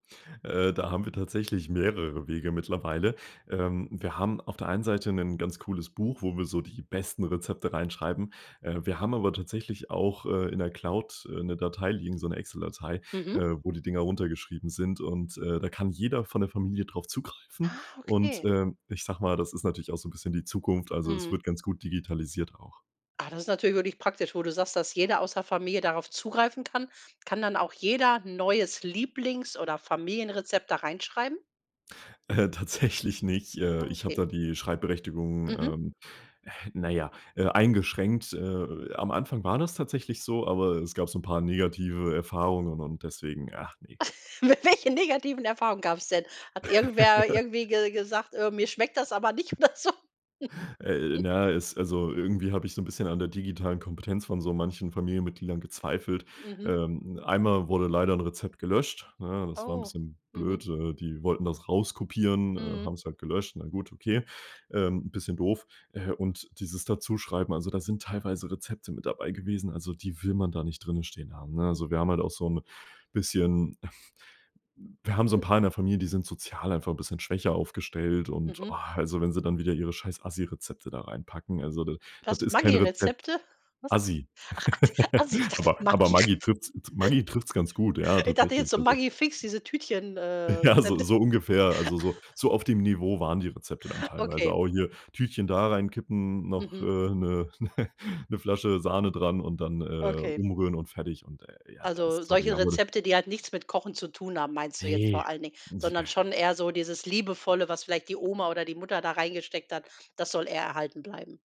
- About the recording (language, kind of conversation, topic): German, podcast, Wie bewahrt ihr Rezepte für die nächste Generation auf?
- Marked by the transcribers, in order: laugh; laughing while speaking: "Mit welchen negativen Erfahrungen gab's denn?"; laugh; laughing while speaking: "oder so?"; chuckle; chuckle; laughing while speaking: "Ach, akt Asi, ich dachte Maggi R"; laugh; giggle; chuckle; laughing while speaking: "'ne"